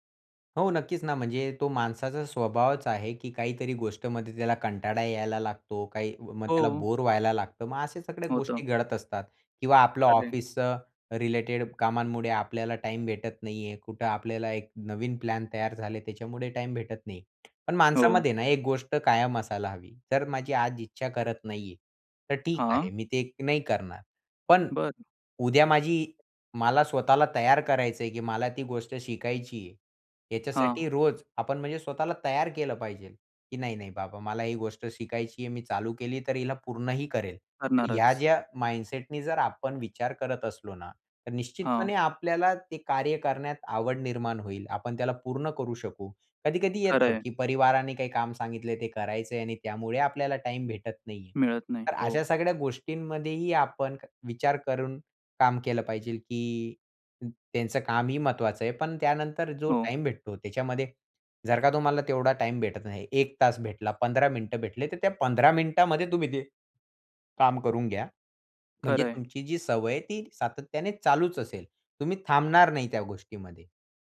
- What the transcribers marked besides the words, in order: tapping; other background noise; in English: "माइंडसेटनी"; hiccup
- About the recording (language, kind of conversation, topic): Marathi, podcast, स्वतःहून काहीतरी शिकायला सुरुवात कशी करावी?